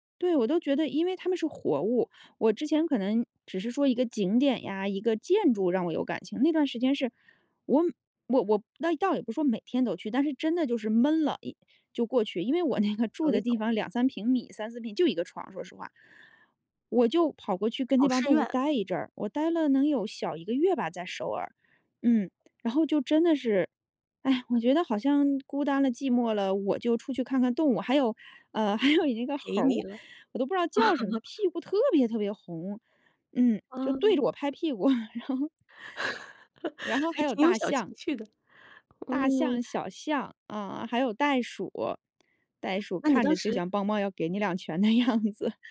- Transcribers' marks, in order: laughing while speaking: "那个"; laughing while speaking: "还有"; chuckle; chuckle; laughing while speaking: "然后"; laughing while speaking: "样子"
- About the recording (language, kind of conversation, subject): Chinese, podcast, 你能讲讲你与自然或动物的一次难忘相遇吗？